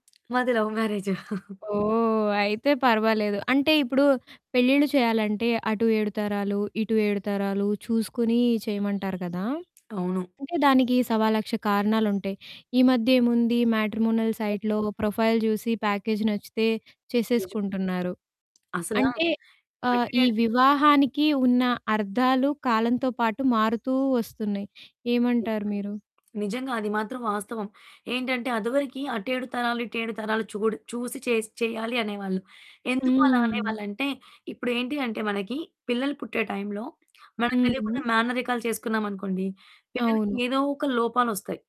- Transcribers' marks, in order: tapping; in English: "లవ్"; chuckle; static; other background noise; distorted speech; in English: "మ్యాట్రిమోనల్ సైట్‌లో ప్రొఫైల్"; in English: "ప్యాకేజ్"
- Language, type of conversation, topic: Telugu, podcast, కొత్త పరిస్థితుల్లో వివాహ సంప్రదాయాలు ఎలా మారుతున్నాయి?